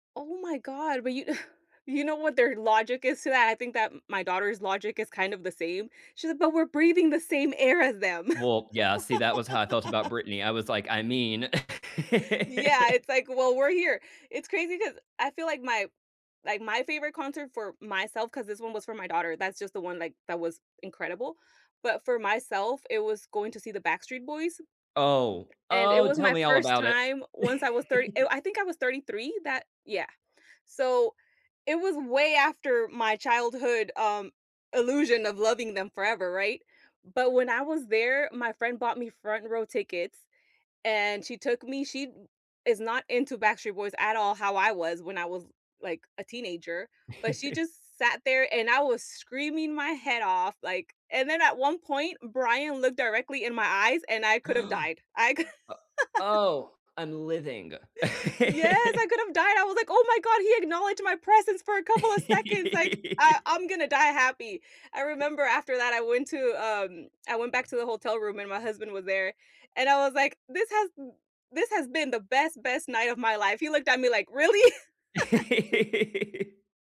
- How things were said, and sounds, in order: chuckle; laugh; laugh; tapping; laugh; chuckle; gasp; laughing while speaking: "c"; laugh; joyful: "I could've died, I was … couple of seconds!"; laugh; laugh; laugh; laughing while speaking: "Really?"; laugh
- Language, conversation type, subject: English, unstructured, Which concerts surprised you—for better or worse—and what made them unforgettable?
- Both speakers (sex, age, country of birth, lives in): female, 35-39, United States, United States; male, 35-39, United States, United States